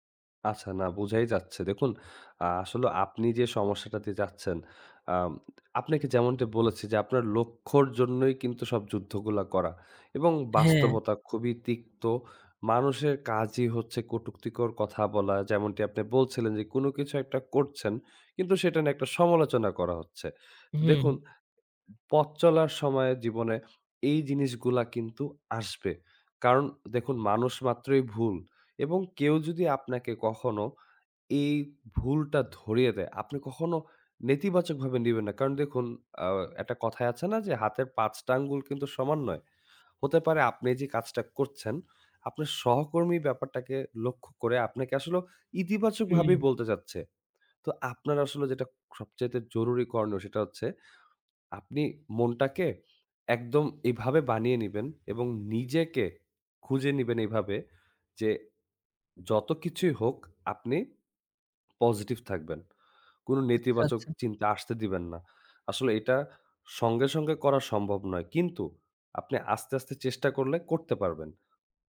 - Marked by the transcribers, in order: other background noise; tapping; "করনীয়" said as "করনও"
- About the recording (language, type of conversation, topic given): Bengali, advice, প্রতিদিনের ছোটখাটো তর্ক ও মানসিক দূরত্ব